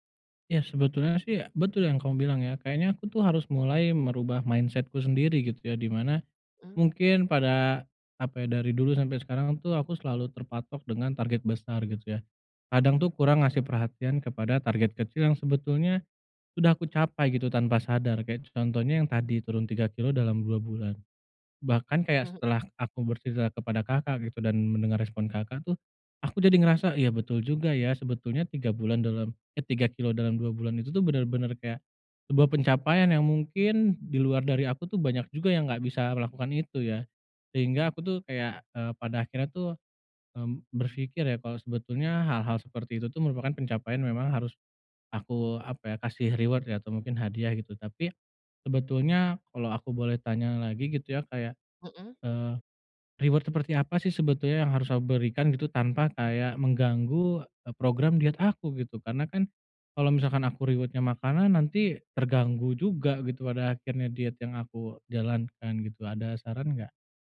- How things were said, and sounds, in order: in English: "mindset-ku"; in English: "reward"; in English: "reward"; in English: "reward-nya"
- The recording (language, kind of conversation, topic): Indonesian, advice, Bagaimana saya dapat menggunakan pencapaian untuk tetap termotivasi?